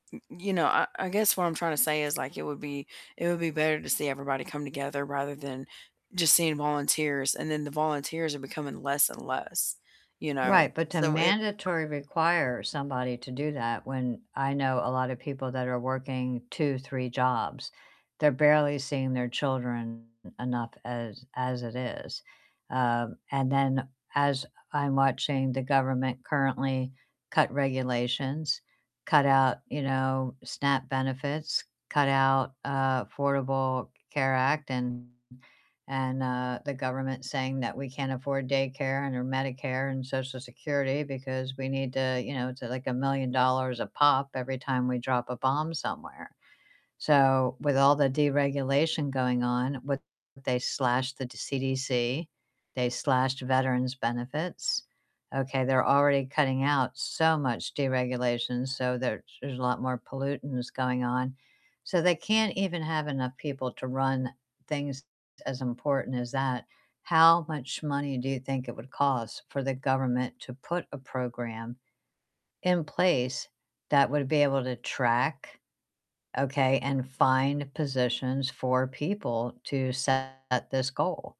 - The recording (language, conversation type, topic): English, unstructured, Should governments require all adults to do mandatory community service to strengthen civic duty and social cohesion?
- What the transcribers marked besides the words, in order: static; tapping; distorted speech